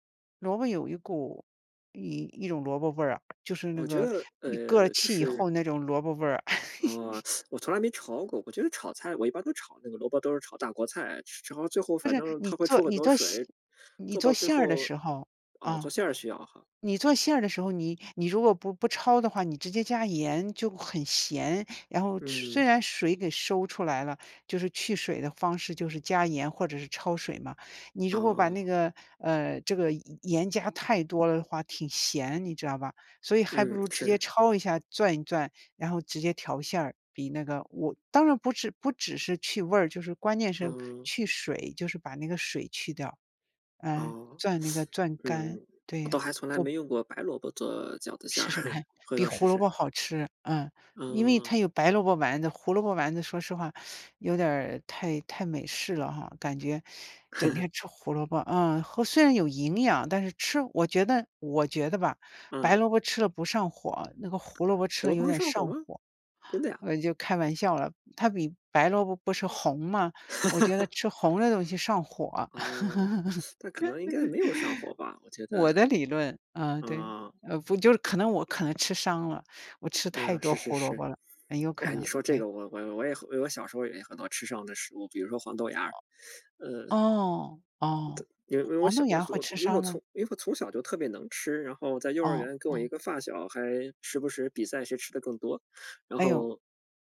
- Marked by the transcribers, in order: teeth sucking; laugh; "焯" said as "朝"; teeth sucking; chuckle; teeth sucking; laugh; teeth sucking; laugh; teeth sucking; laugh; other background noise; teeth sucking
- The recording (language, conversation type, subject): Chinese, unstructured, 你最喜欢的家常菜是什么？